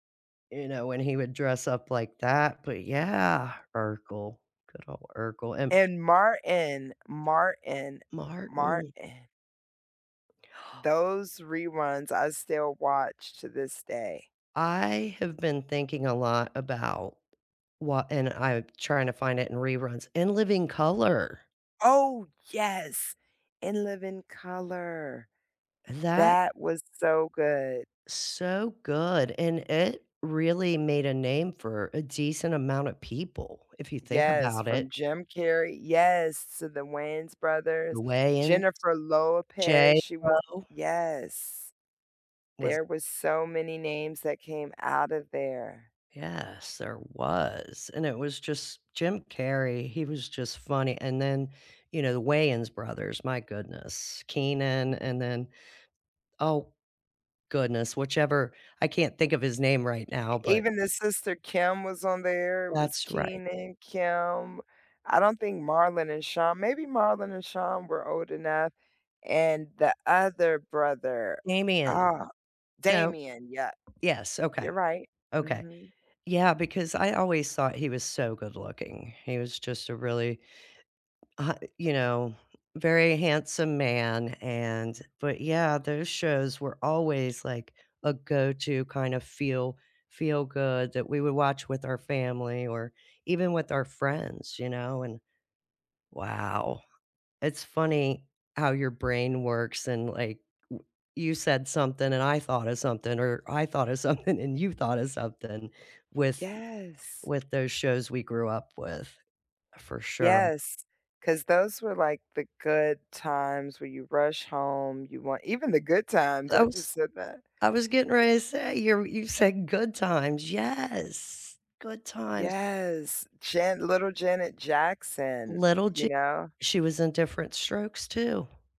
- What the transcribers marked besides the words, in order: gasp; stressed: "yes"; tapping; laughing while speaking: "something"; other background noise; stressed: "Yes"; drawn out: "Yes"
- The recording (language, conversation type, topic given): English, unstructured, Which cozy, feel-good TV shows do you rewatch on rainy weekends, and why do they comfort you?
- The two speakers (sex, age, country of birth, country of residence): female, 45-49, United States, United States; female, 50-54, United States, United States